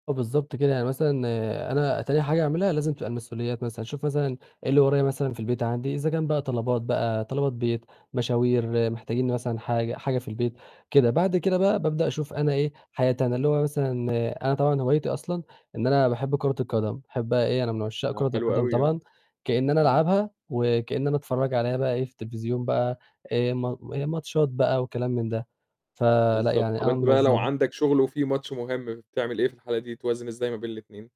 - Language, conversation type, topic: Arabic, podcast, إزاي بتوازن بين هواياتك والشغل والمسؤوليات؟
- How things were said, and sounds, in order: tapping